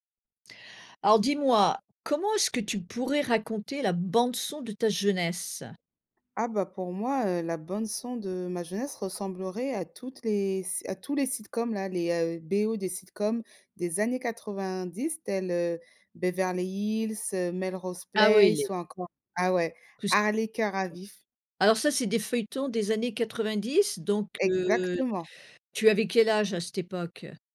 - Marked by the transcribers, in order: other background noise
- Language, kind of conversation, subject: French, podcast, Comment décrirais-tu la bande-son de ta jeunesse ?